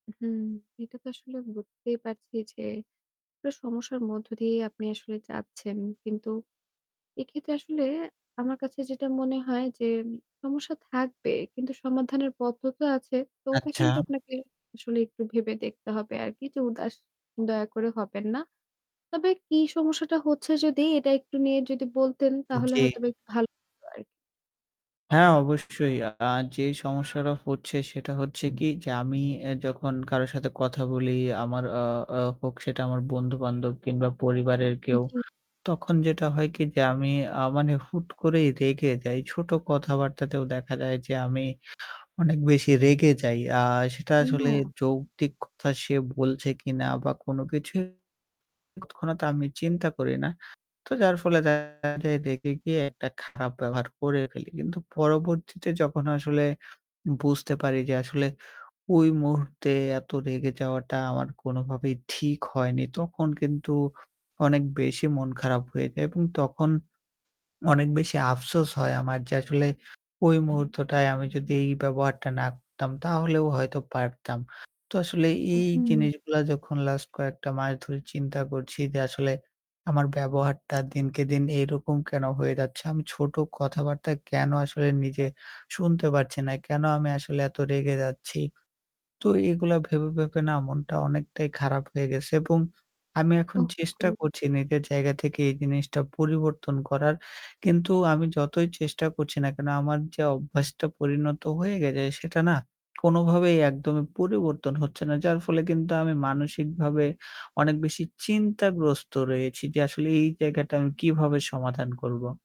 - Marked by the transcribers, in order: static; distorted speech; tapping
- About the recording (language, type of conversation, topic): Bengali, advice, ছোট কথায় আমি কেন দ্রুত রেগে যাই এবং পরে আফসোস হয়?